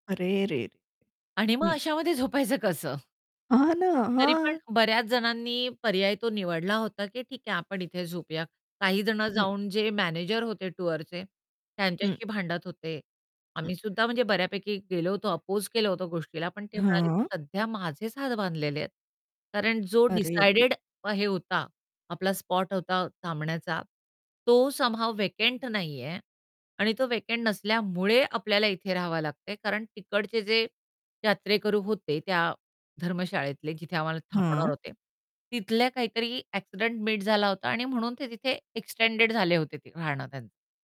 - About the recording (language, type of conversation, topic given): Marathi, podcast, रात्री एकट्याने राहण्यासाठी ठिकाण कसे निवडता?
- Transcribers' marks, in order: distorted speech; static; other background noise; unintelligible speech; in English: "व्हॅकंट"; in English: "व्हॅकंट"; in English: "एक्सटेंडेड"